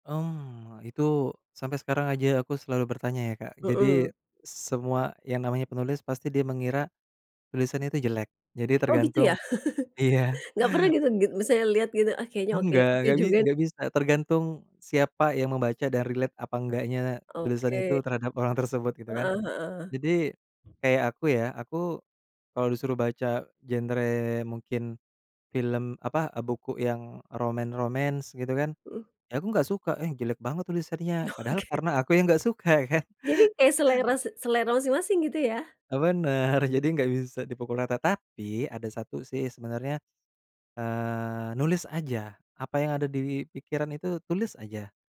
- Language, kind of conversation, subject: Indonesian, podcast, Menurutmu, apa yang membuat sebuah cerita terasa otentik?
- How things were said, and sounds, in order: tapping; chuckle; laughing while speaking: "iya"; in English: "relate"; in English: "romance-romance"; laughing while speaking: "Oke"; laughing while speaking: "enggak suka, kan"; laughing while speaking: "E benar"; stressed: "Tapi"